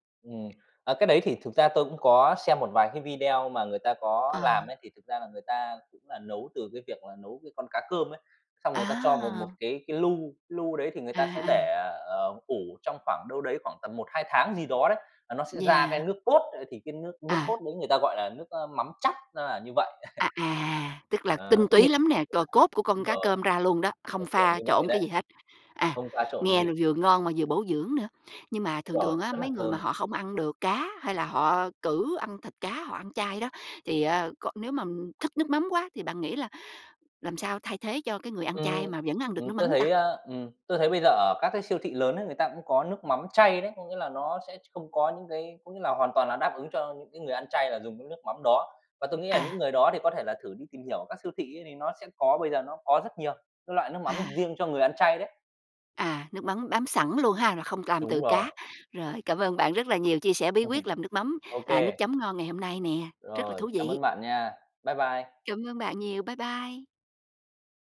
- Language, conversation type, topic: Vietnamese, podcast, Bạn có bí quyết nào để pha nước chấm thật ngon không?
- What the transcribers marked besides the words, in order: tapping; other background noise; laugh; laugh